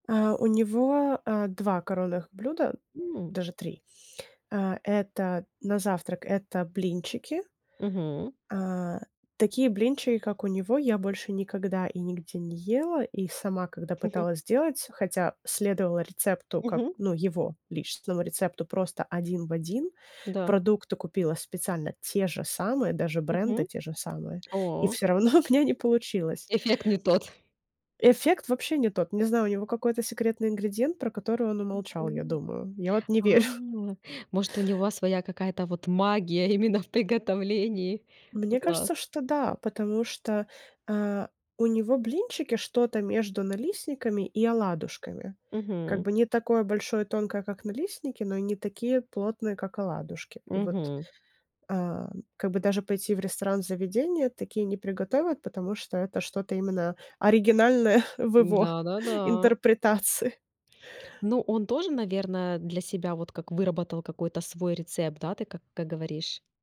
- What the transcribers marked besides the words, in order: laugh; laughing while speaking: "у меня не получилось"; chuckle; laughing while speaking: "верю"; laughing while speaking: "именно в приготовлении?"; laughing while speaking: "оригинальное в его интерпретации"
- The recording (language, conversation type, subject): Russian, podcast, Какие традиции, связанные с едой, есть в вашей семье?